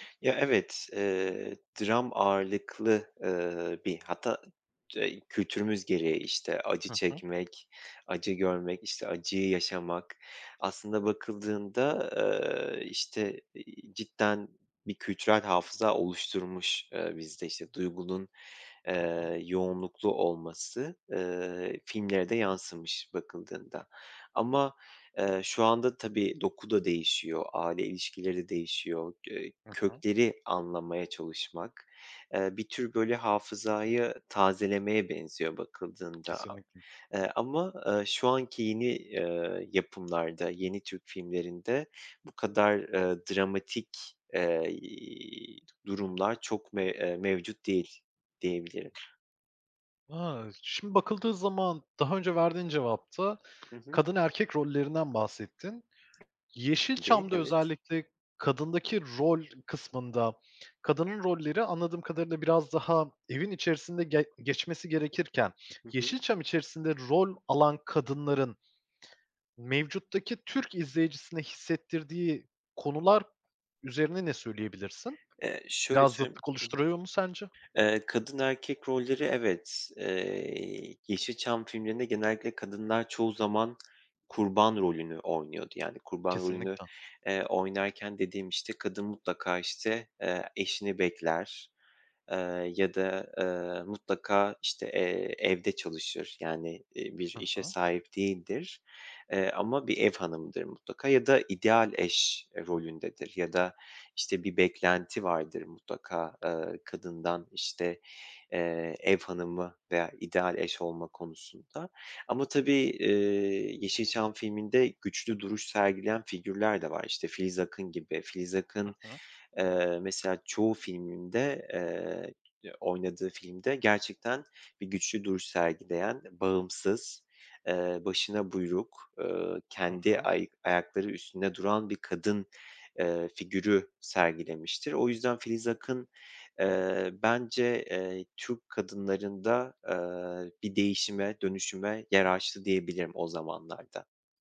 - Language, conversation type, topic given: Turkish, podcast, Yeşilçam veya eski yerli filmler sana ne çağrıştırıyor?
- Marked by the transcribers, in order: other background noise; other noise; tapping